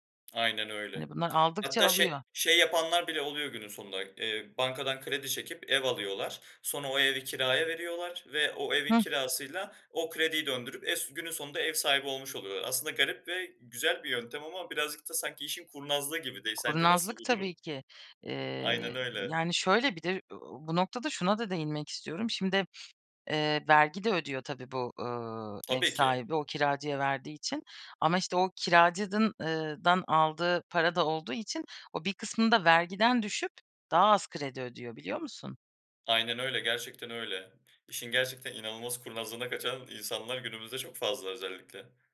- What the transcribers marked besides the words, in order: tapping; "kiracı" said as "kiracıdın"; other background noise
- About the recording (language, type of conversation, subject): Turkish, podcast, Ev almak mı, kiralamak mı daha mantıklı sizce?